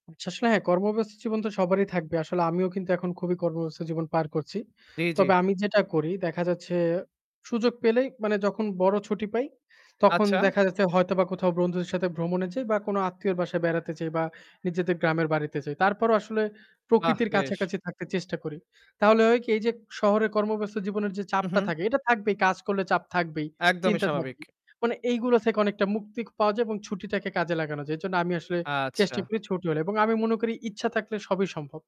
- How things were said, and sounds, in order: tapping
- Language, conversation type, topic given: Bengali, podcast, আপনি আজও ভুলতে পারেন না—এমন কোনো ভ্রমণের কথা কি বলবেন?